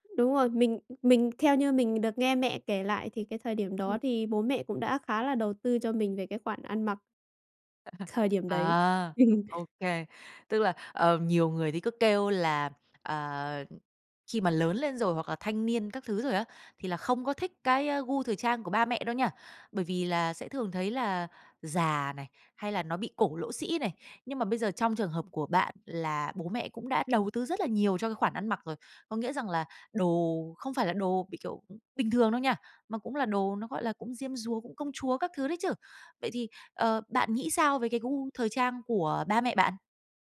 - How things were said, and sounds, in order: other background noise; tapping; laugh; laughing while speaking: "Ừm"
- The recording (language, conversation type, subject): Vietnamese, podcast, Hồi nhỏ bạn thường ăn mặc thế nào, và bây giờ đã khác ra sao?